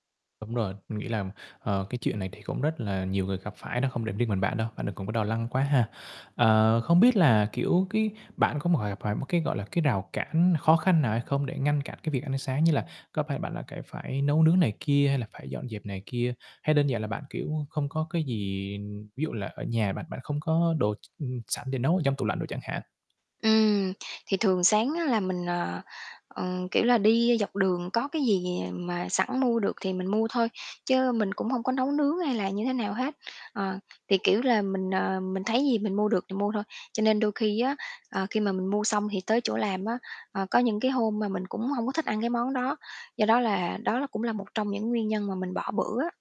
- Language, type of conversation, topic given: Vietnamese, advice, Tôi thường xuyên bỏ bữa sáng, vậy tôi nên làm gì?
- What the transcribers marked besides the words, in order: unintelligible speech; tapping